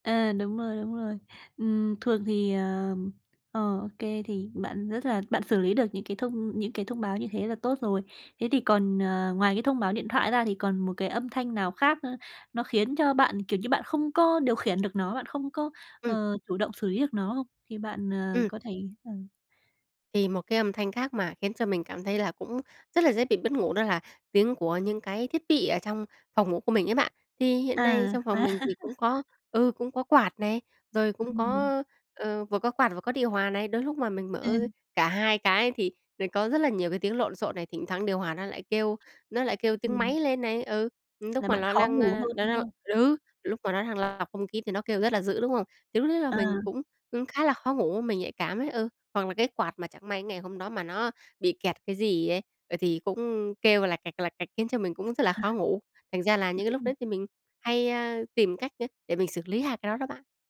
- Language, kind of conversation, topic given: Vietnamese, podcast, Bạn xử lý tiếng ồn trong nhà khi ngủ như thế nào?
- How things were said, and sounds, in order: tapping; laughing while speaking: "À"; laugh; other background noise; laugh; unintelligible speech